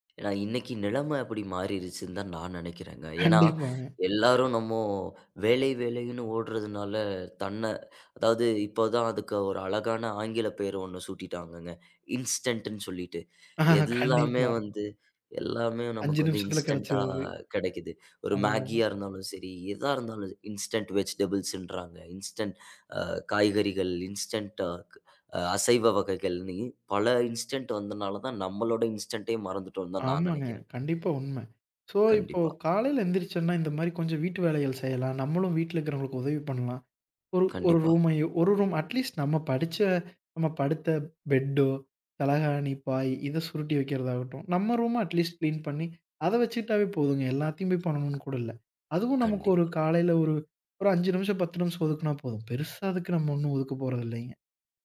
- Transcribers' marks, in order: in English: "இன்ஸ்டன்ட்டுன்னு"; laughing while speaking: "கண்டிப்பா"; in English: "இன்ஸ்டன்ட்டா"; laughing while speaking: "அஞ்சு நிமிசத்தில கெடைச்சுருது"; in English: "இன்ஸ்டன்ட் வெஜிடபிள்ஸ்ன்றாங்க, இன்ஸ்டன்ட்"; in English: "இன்ஸ்டன்ட்"; in English: "இன்ஸ்டென்ட்"; in English: "இன்ஸ்டன்ட்"; other background noise; in English: "சோ"; in English: "அட் லீஸ்ட்"; in English: "அட்லீஸ்ட்"
- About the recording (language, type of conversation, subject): Tamil, podcast, காலையில் கிடைக்கும் ஒரு மணி நேரத்தை நீங்கள் எப்படிப் பயனுள்ளதாகச் செலவிடுவீர்கள்?